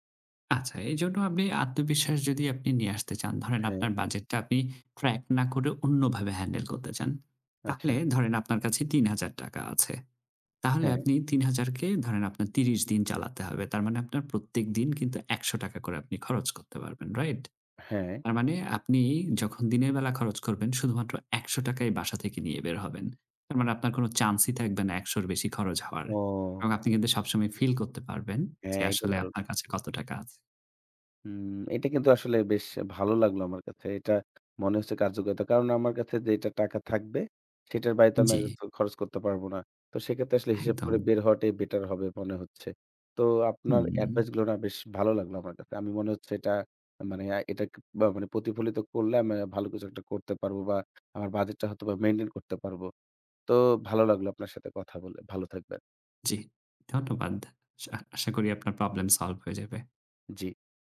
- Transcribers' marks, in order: tapping
- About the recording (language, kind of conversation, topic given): Bengali, advice, প্রতিমাসে বাজেট বানাই, কিন্তু সেটা মানতে পারি না
- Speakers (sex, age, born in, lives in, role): male, 25-29, Bangladesh, Bangladesh, user; male, 30-34, Bangladesh, Germany, advisor